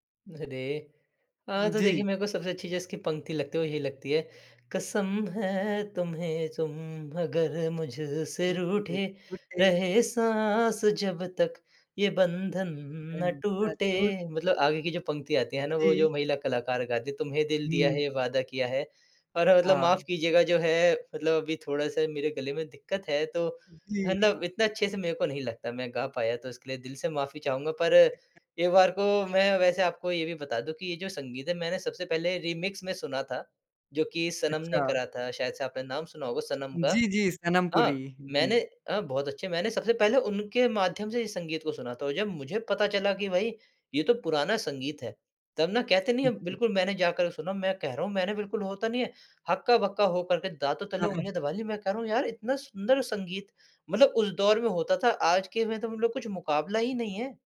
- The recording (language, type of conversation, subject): Hindi, podcast, आपका सबसे पसंदीदा गाना कौन सा है?
- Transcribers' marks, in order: singing: "कसम है तुम्हें, तुम अगर … बंधन ना टूटे"; singing: "मुझसे रूठे"; in English: "रीमिक्स"; tapping